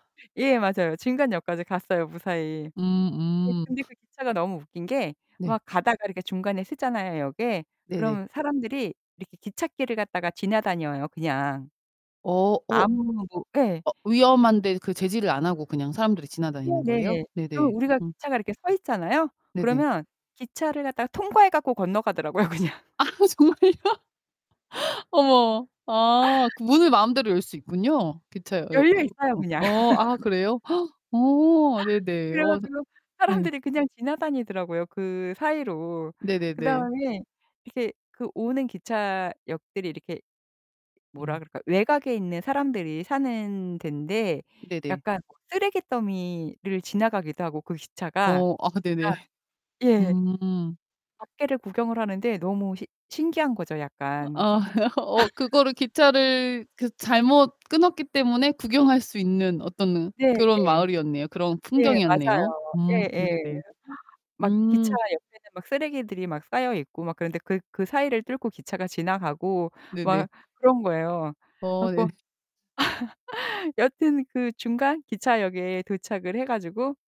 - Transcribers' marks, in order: static; distorted speech; other noise; tapping; other background noise; laughing while speaking: "그냥"; laughing while speaking: "아 정말요?"; laugh; gasp; laughing while speaking: "그래 가지고 사람들이 그냥 지나다니더라고요, 그 사이로"; laugh; laugh
- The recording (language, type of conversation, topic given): Korean, podcast, 여행 중 예상치 못한 사고를 겪어 본 적이 있으신가요?